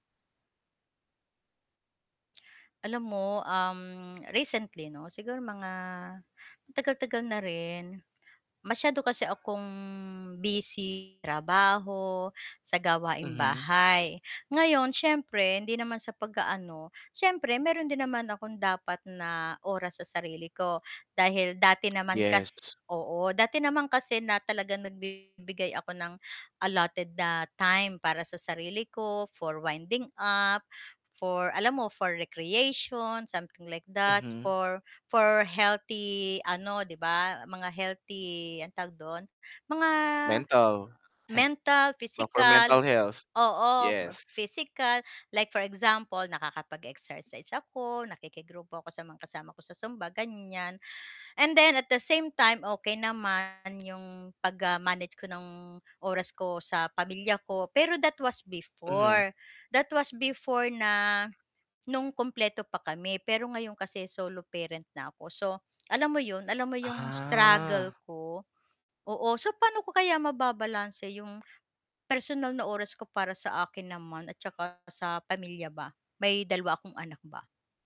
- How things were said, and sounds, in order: distorted speech; tapping; in English: "for recreation, something like that"; scoff; in English: "that was before, that was before"
- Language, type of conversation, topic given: Filipino, advice, Paano ko mababalanse ang personal na oras at mga responsibilidad sa pamilya?